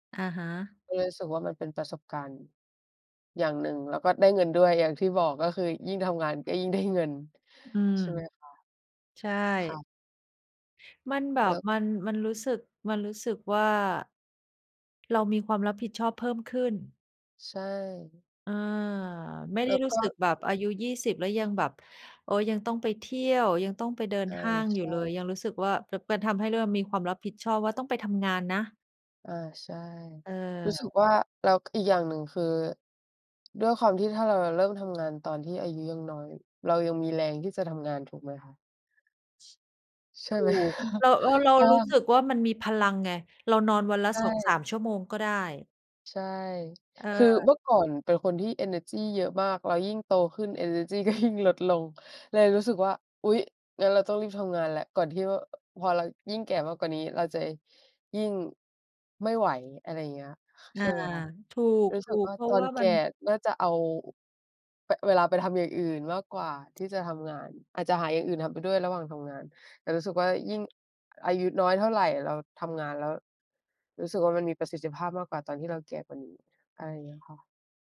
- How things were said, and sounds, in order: laughing while speaking: "ก็ยิ่งได้"; other background noise; chuckle; laughing while speaking: "ยิ่ง"
- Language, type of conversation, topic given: Thai, unstructured, คุณคิดอย่างไรกับการเริ่มต้นทำงานตั้งแต่อายุยังน้อย?